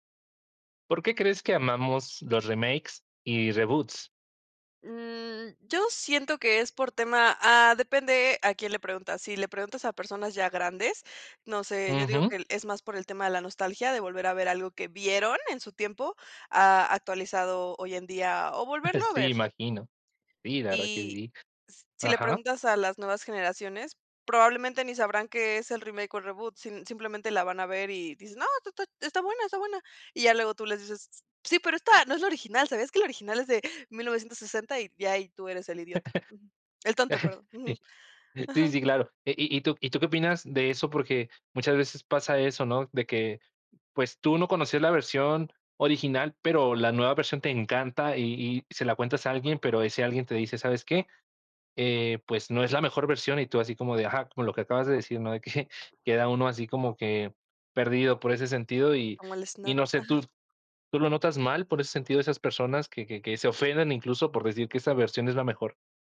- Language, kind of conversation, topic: Spanish, podcast, ¿Por qué crees que amamos los remakes y reboots?
- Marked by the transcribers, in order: chuckle; other background noise; chuckle; laughing while speaking: "que"